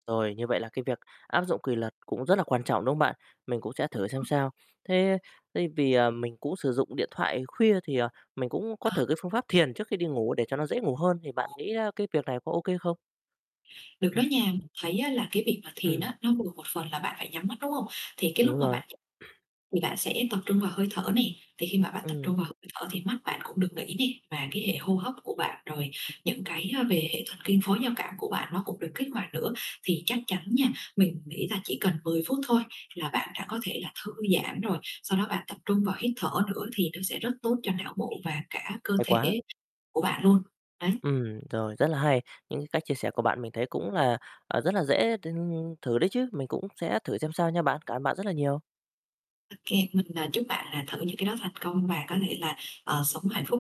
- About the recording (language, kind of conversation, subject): Vietnamese, advice, Bạn có thường thức khuya vì dùng điện thoại hoặc thiết bị điện tử trước khi ngủ không?
- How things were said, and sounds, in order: tapping; unintelligible speech; distorted speech; other background noise; unintelligible speech; unintelligible speech; static; unintelligible speech